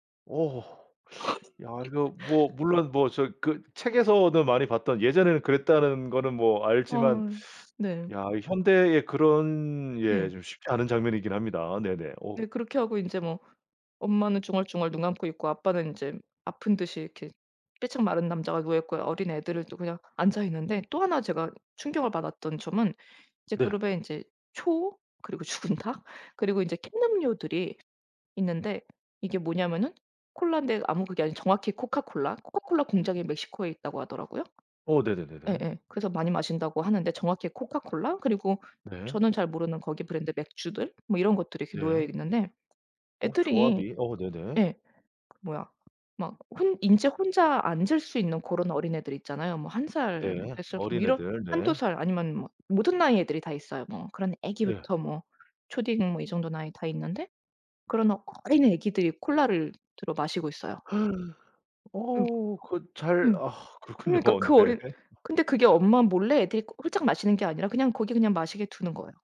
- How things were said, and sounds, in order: laugh; laughing while speaking: "죽은 닭"; other background noise; gasp; tapping; laughing while speaking: "그렇군요. 네"; laugh
- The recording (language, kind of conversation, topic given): Korean, podcast, 잊지 못할 여행 경험이 하나 있다면 소개해주실 수 있나요?